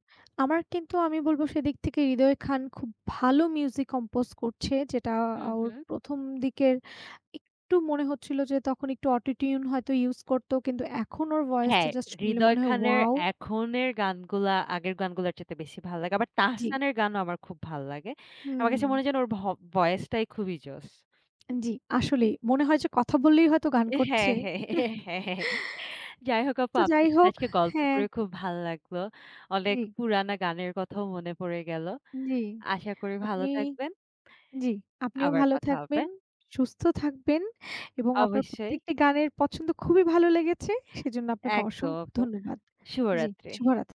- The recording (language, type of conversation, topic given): Bengali, unstructured, সঙ্গীত আপনার মেজাজ কীভাবে পরিবর্তন করে?
- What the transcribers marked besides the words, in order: in English: "মিউজি কম্পোজ"; "মিউজিক" said as "মিউজি"; in English: "অটো টিউন"; laughing while speaking: "হ্যাঁ, হ্যাঁ, হ্যাঁ, হ্যাঁ, হ্যাঁ"; chuckle; "অনেক" said as "অলেক"